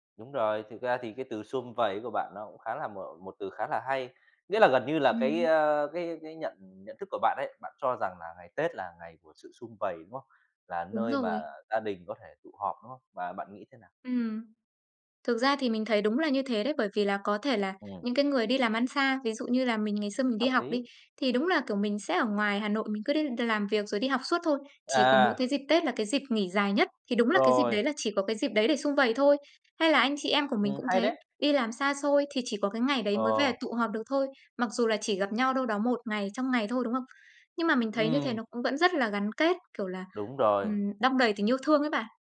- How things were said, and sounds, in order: tapping; other background noise
- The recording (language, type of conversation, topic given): Vietnamese, podcast, Phong tục đón Tết ở nhà bạn thường diễn ra như thế nào?